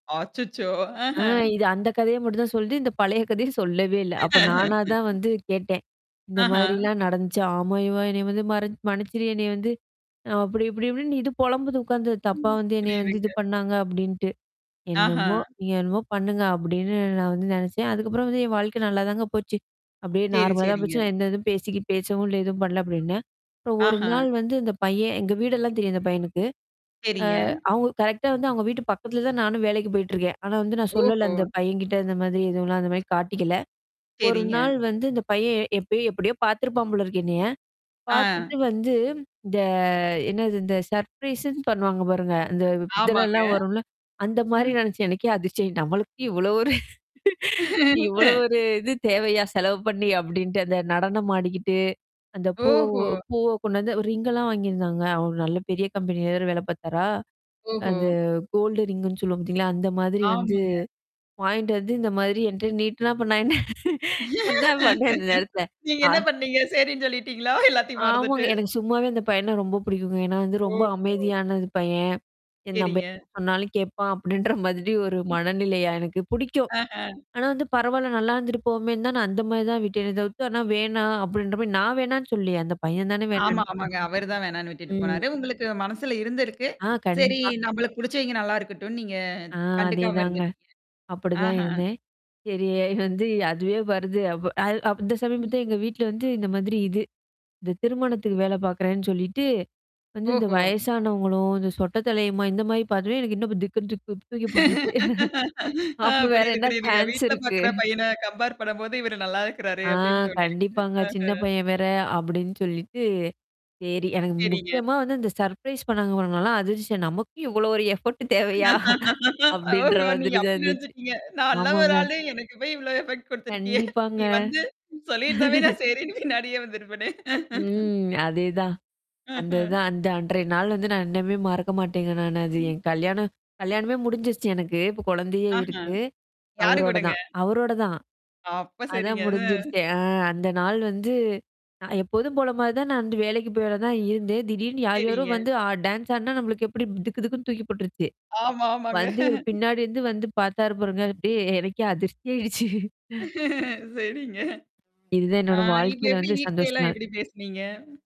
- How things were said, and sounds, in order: laughing while speaking: "அச்சச்சோ! ஆஹ"; laugh; mechanical hum; static; other background noise; drawn out: "இந்த"; laughing while speaking: "ஆமாங்க"; in English: "சர்ப்ரைஸ்ன்னு"; chuckle; laughing while speaking: "எனக்கே அதிர்ச்சய நம்மளுக்கு இவ்ளோ ஒரு … அந்த நடனம் ஆடிக்கிட்டு"; in English: "ரிங்கலாம்"; in English: "கோல்ட ரிங்ன்னு"; laughing while speaking: "அப்புறம் நா என்ன என்ன பண்வேன் அந்த நேரத்துல? ஆ"; laughing while speaking: "நீங்க என்ன பண்ணீங்க? சரின்னு சொல்லிட்டீங்களா? எல்லாத்தையும் மறந்துட்டு?"; distorted speech; laughing while speaking: "அப்டின்ற மாதிரி ஒரு மனநிலையா எனக்கு"; other noise; chuckle; laughing while speaking: "ஆ புரியுது, புரியுதுங்க. வீட்ல பாார்க்கற … இருக்கிறாரு. அப்டின்னு தோணியிருக்குது"; chuckle; in English: "சான்ஸ்"; in English: "கம்பேர்"; chuckle; in English: "சர்ப்ரைஸ்"; laughing while speaking: "எஃபோர்ட் தேவையா? அப்டின்ற மாதிரி தான் இருந்துச்சு. ஆமாங்க"; in English: "எஃபோர்ட்"; laughing while speaking: "ஓஹோ! நீங்க அப்டி நெனச்சுட்டீங்க. நான் … செய்றேன்னு பின்னாடியே வந்திருப்பனே"; in English: "எஃபெக்ட்"; laugh; in English: "டான்ஸ்"; chuckle; laughing while speaking: "அப்டியே எனக்கே அதிர்ச்சி ஆயிடுச்சு"; laughing while speaking: "சரிங்க"
- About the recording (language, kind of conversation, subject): Tamil, podcast, ஒரு சாதாரண நாள் உங்களுக்கு எப்போதாவது ஒரு பெரிய நினைவாக மாறியதுண்டா?